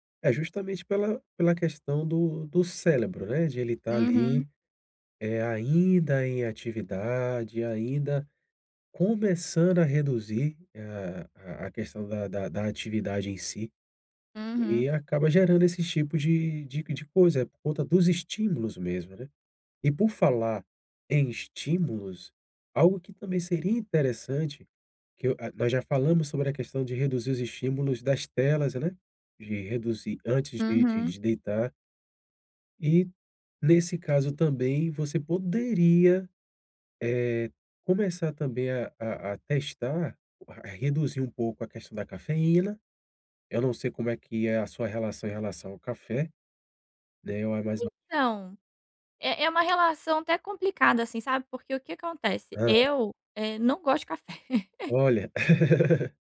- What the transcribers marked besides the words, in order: "cérebro" said as "célebro"; tapping; unintelligible speech; laugh
- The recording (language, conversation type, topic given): Portuguese, advice, Como posso criar rituais relaxantes antes de dormir?